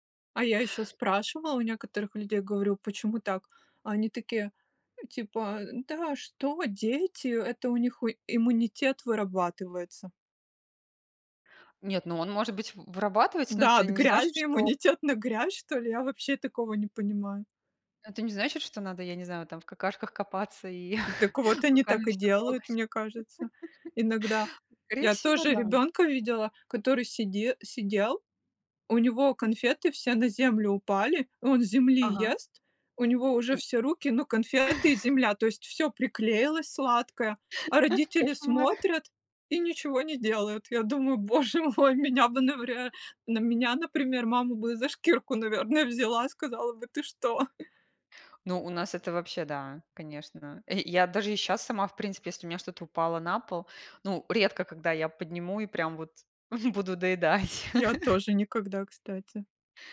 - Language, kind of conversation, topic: Russian, unstructured, Почему люди не убирают за собой в общественных местах?
- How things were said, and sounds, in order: laughing while speaking: "копаться"; chuckle; laugh; chuckle; laughing while speaking: "боже мой"; chuckle; chuckle; laugh